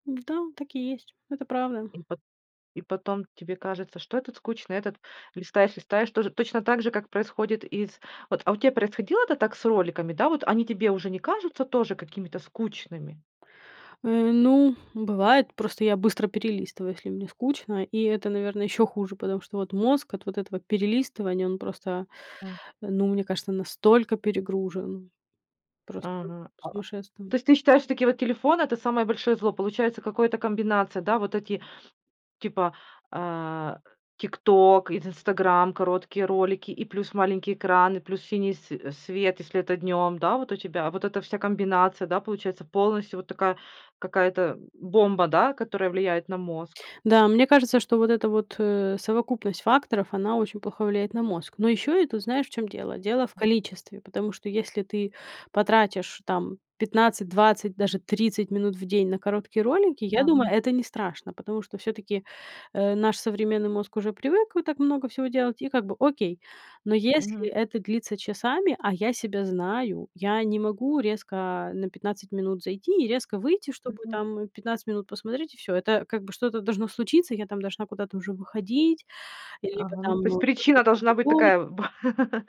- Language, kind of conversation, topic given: Russian, podcast, Что вы думаете о влиянии экранов на сон?
- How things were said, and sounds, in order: other background noise; unintelligible speech; laugh